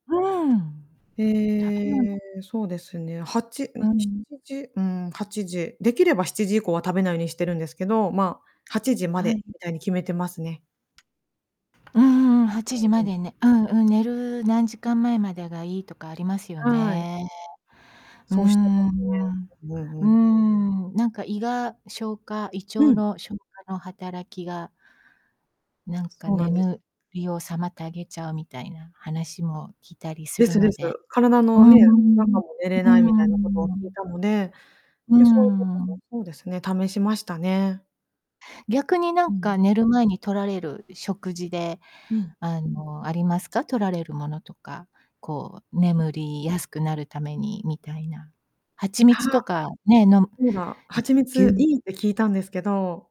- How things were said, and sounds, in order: distorted speech; static; tapping
- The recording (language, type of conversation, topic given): Japanese, podcast, 睡眠の質を上げるために普段どんなことをしていますか？